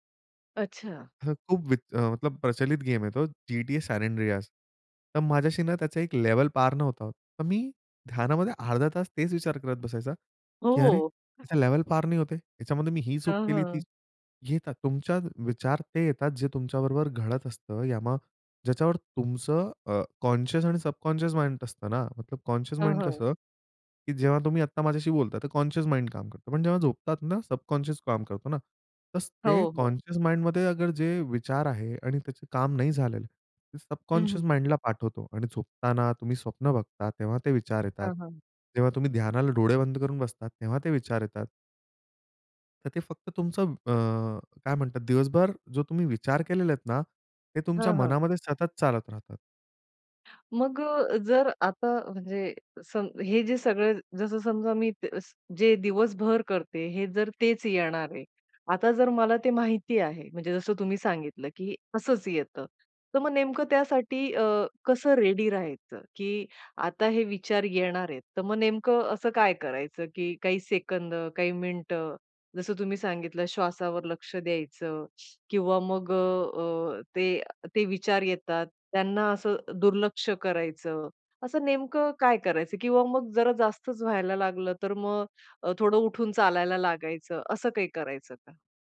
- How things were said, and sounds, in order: in English: "कॉन्शियस"; in English: "सबकॉन्शियस माइंड"; in English: "कॉन्शियस माइंड"; in English: "कॉन्शियस माइंड"; in English: "सबकॉन्शियस"; in English: "कॉन्शियस माइंडमध्ये"; in English: "सबकॉन्शियस"; in English: "रेडी"
- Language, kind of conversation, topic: Marathi, podcast, ध्यान करताना लक्ष विचलित झाल्यास काय कराल?